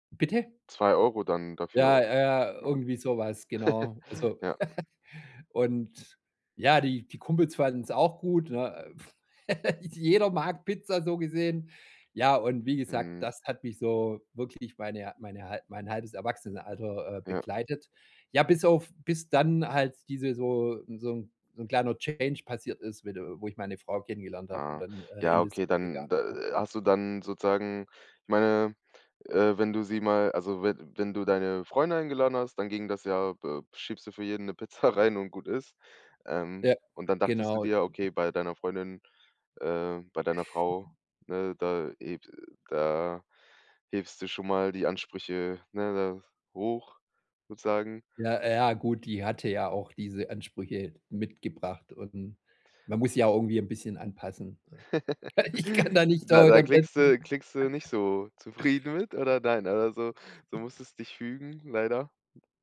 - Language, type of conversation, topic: German, podcast, Welches Gericht spiegelt deine persönliche Geschichte am besten wider?
- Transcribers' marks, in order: laugh; chuckle; other noise; laugh; background speech; in English: "Change"; unintelligible speech; laughing while speaking: "rein"; other background noise; laugh; laughing while speaking: "Ich kann da nicht dauernd am"; unintelligible speech